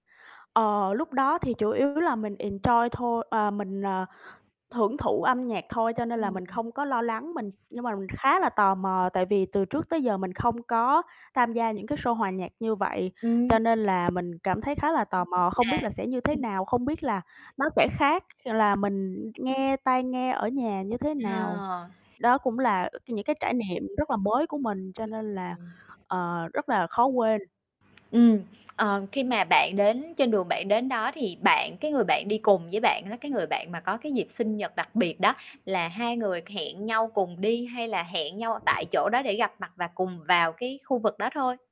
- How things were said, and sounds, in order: other background noise; distorted speech; in English: "enjoy"; tapping; static
- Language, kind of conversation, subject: Vietnamese, podcast, Bạn có thể kể về một buổi hòa nhạc khiến bạn nhớ mãi không?